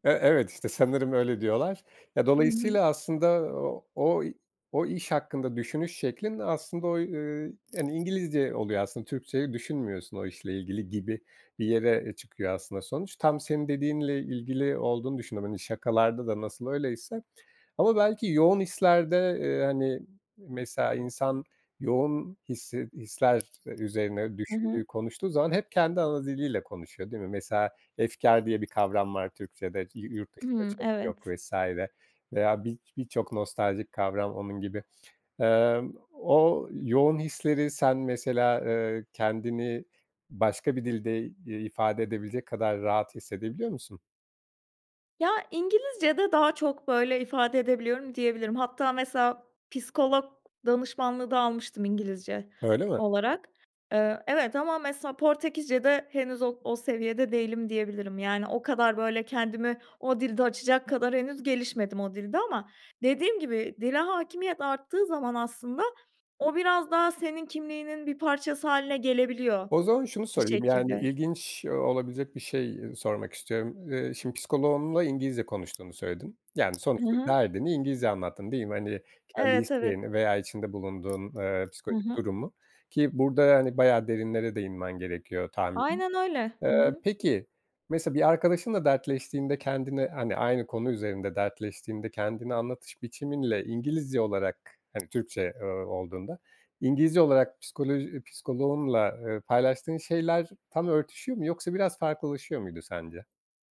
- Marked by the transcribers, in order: other background noise; tapping
- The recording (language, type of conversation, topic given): Turkish, podcast, Dil, kimlik oluşumunda ne kadar rol oynar?